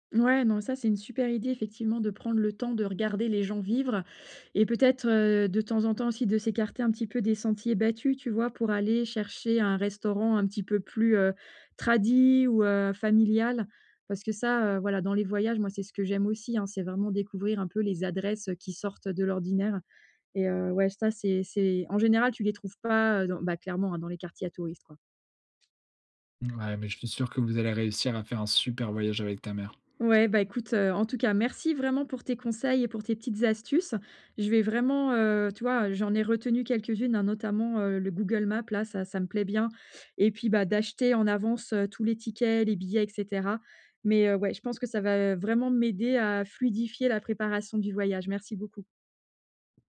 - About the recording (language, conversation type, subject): French, advice, Comment profiter au mieux de ses voyages quand on a peu de temps ?
- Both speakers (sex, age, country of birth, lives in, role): female, 45-49, France, France, user; male, 20-24, France, France, advisor
- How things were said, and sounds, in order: other background noise